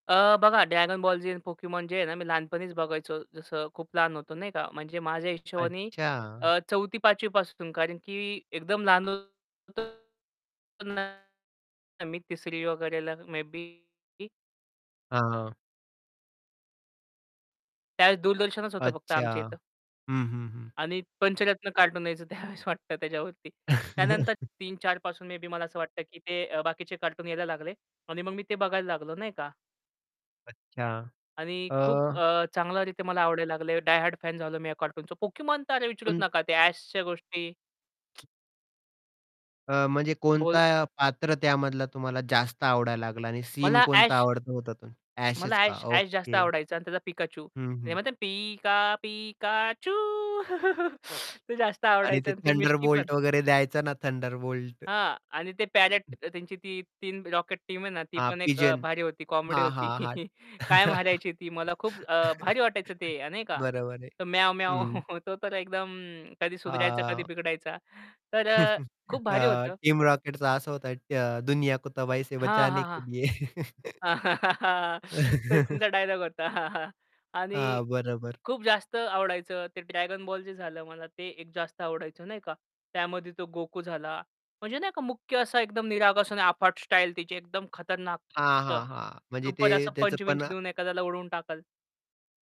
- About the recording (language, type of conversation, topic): Marathi, podcast, तुम्ही कोणत्या कार्टून किंवा दूरदर्शन मालिकेचे खूप वेड लावून घेतले होते?
- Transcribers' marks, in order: tapping; distorted speech; in English: "मे बी"; static; laughing while speaking: "त्यावेळेस वाटतं"; chuckle; in English: "मे बी"; in English: "डाय हार्ड फॅन"; other background noise; put-on voice: "पिका पिकाचू"; laugh; laughing while speaking: "ते जास्त आवडायचं"; in English: "रॉकेट टीम"; chuckle; chuckle; chuckle; in English: "टीम"; in Hindi: "दुनिया को तबाही से बचाने के लिए"; laugh; laughing while speaking: "ते तुमचा डायलॉग होता"; chuckle; laugh